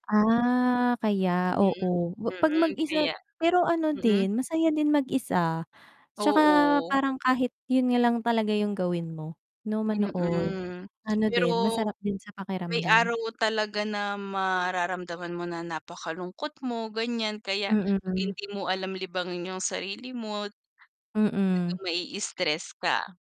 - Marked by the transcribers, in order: static; distorted speech; mechanical hum; tapping
- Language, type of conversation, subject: Filipino, unstructured, Ano ang pinaka-hindi mo malilimutang karanasan dahil sa isang libangan?